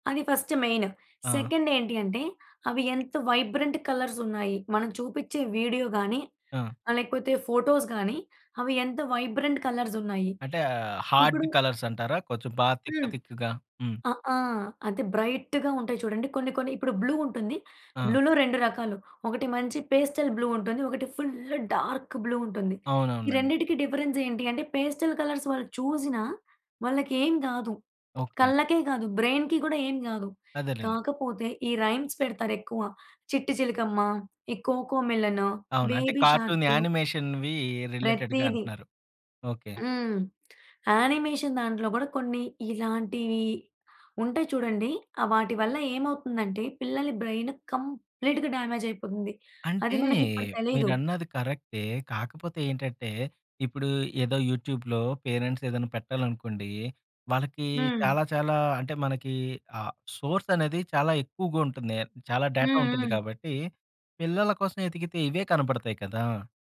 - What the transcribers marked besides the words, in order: in English: "ఫస్ట్ మెయిన్. సెకండ్"; in English: "వైబ్రెంట్ కలర్స్"; in English: "ఫోటోస్"; in English: "వైబ్రెంట్ కలర్స్"; in English: "హార్డ్ కలర్స్"; in English: "థిక్ థిక్‌గా"; in English: "బ్రైట్‌గా"; in English: "బ్లూ"; in English: "బ్లూలో"; in English: "పేస్టల్ బ్లూ"; stressed: "ఫుల్లు"; in English: "డార్క్ బ్లూ"; in English: "డిఫరెన్స్"; in English: "పాస్టెల్ కలర్స్"; in English: "బ్రైన్‌కి"; in English: "రైమ్స్"; in English: "బేబీ"; in English: "కార్టూన్ యానిమేషన్‌వి రిలేటెడ్‌గా"; in English: "యానిమేషన్"; in English: "బ్రైన్ కంప్లీట్‌గా"; in English: "యూట్యూబ్‌లో పేరెంట్స్"; in English: "సోర్స్"; in English: "డేటా"
- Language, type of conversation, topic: Telugu, podcast, పిల్లల స్క్రీన్ వినియోగాన్ని ఇంట్లో ఎలా నియంత్రించాలనే విషయంలో మీరు ఏ సలహాలు ఇస్తారు?